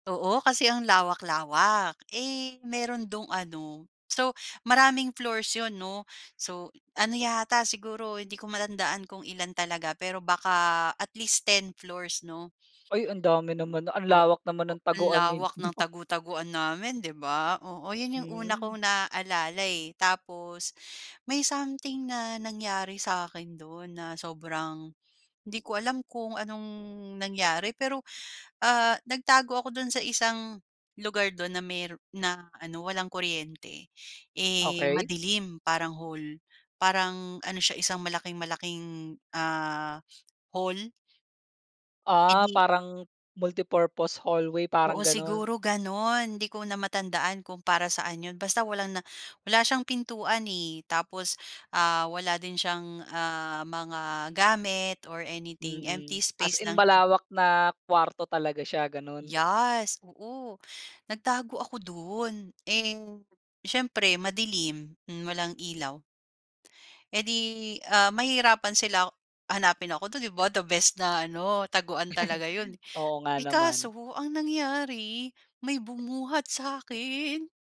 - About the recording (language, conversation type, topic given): Filipino, podcast, Ano ang paborito mong laro noong bata ka?
- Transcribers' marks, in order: other background noise; laughing while speaking: "ninyo"; in English: "anything, empty space"; chuckle